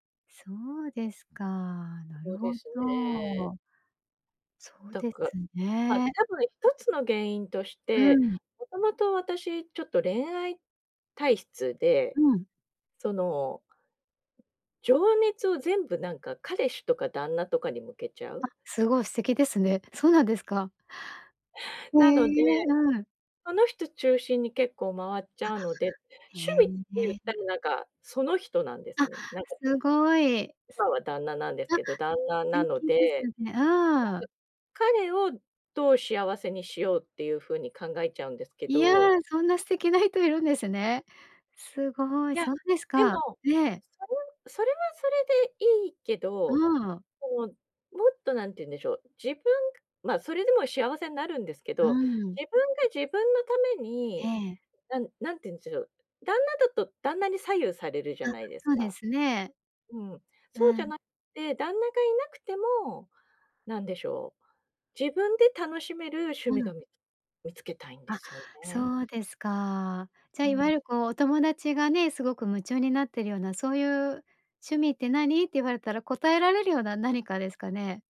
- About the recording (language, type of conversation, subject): Japanese, advice, どうすれば自分の情熱や興味を見つけられますか？
- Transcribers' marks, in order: other noise